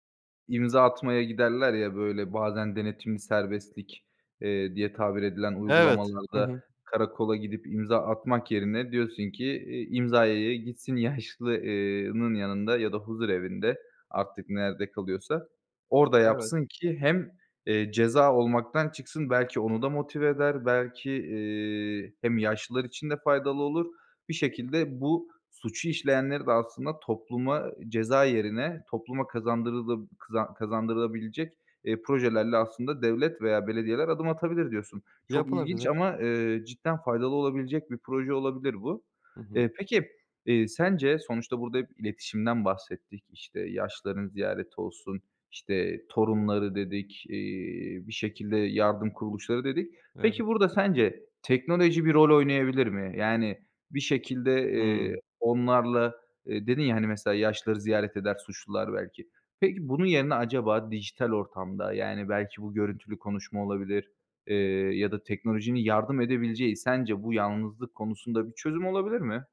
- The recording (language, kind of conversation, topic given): Turkish, podcast, Yaşlıların yalnızlığını azaltmak için neler yapılabilir?
- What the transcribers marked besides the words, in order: tapping